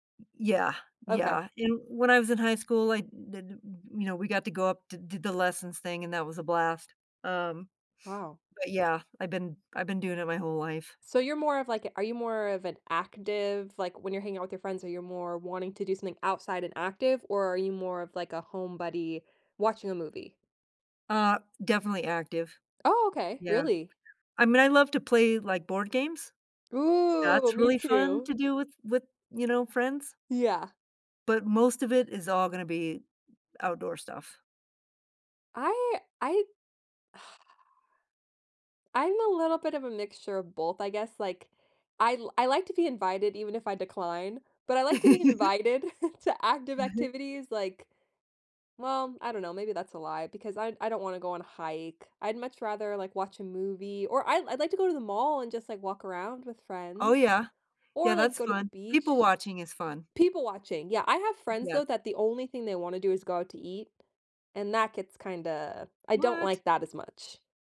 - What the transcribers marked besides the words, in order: tapping; other background noise; sigh; chuckle
- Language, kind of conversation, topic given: English, unstructured, What do you like doing for fun with friends?
- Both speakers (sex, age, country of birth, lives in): female, 30-34, United States, United States; female, 60-64, United States, United States